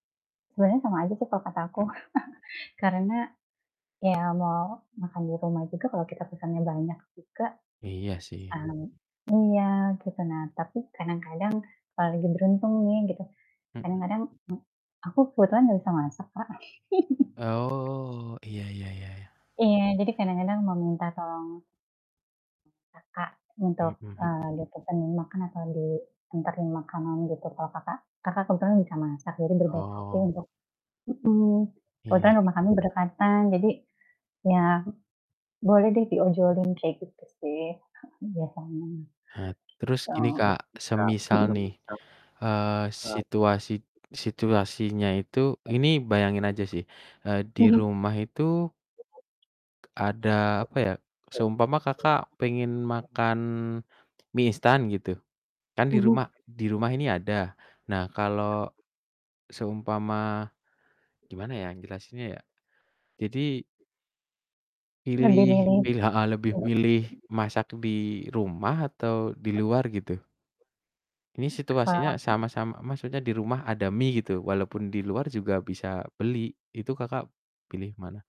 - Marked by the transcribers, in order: distorted speech; chuckle; other background noise; unintelligible speech; laugh; background speech; static
- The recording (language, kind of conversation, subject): Indonesian, unstructured, Bagaimana Anda memutuskan apakah akan makan di rumah atau makan di luar?